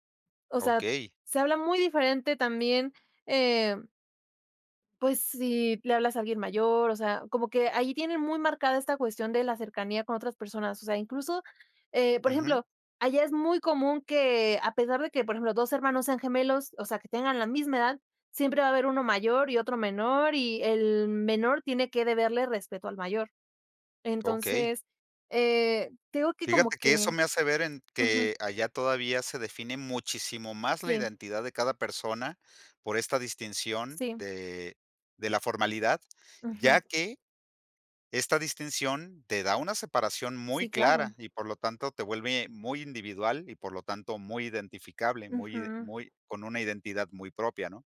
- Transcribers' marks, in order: none
- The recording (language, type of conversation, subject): Spanish, podcast, ¿Qué papel juega el idioma en tu identidad?